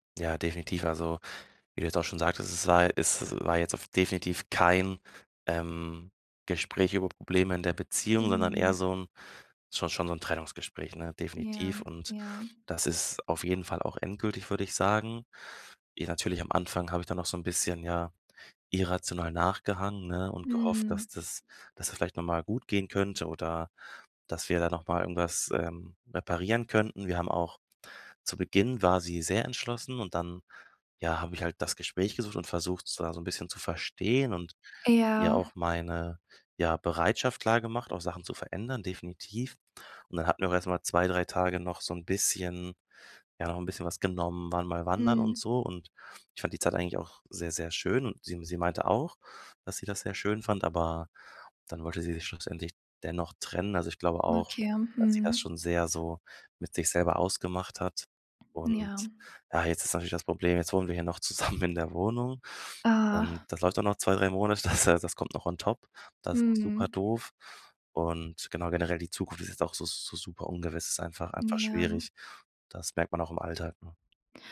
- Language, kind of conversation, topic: German, advice, Wie gehst du mit der Unsicherheit nach einer Trennung um?
- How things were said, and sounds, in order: laughing while speaking: "zusammen"; laughing while speaking: "Monate, das"; in English: "on top"